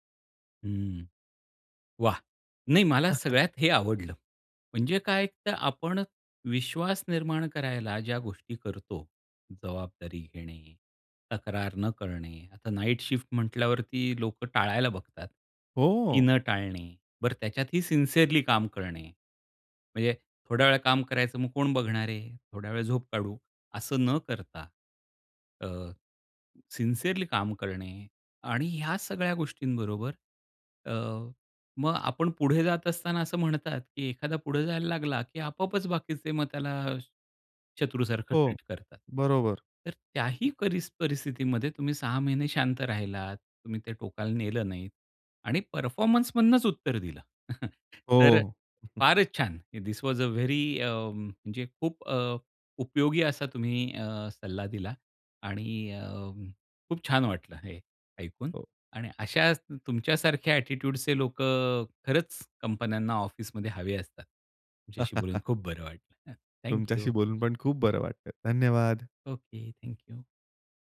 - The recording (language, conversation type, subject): Marathi, podcast, ऑफिसमध्ये विश्वास निर्माण कसा करावा?
- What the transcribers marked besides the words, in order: chuckle; in English: "शिफ्ट"; tapping; in English: "सिन्सीयरली"; in English: "सिन्सीयरली"; other background noise; in English: "ट्रीट"; in English: "परफॉर्मन्स"; chuckle; in English: "थिस वॉज अ व्हेरी"; in English: "ॲटिट्यूडचे"; chuckle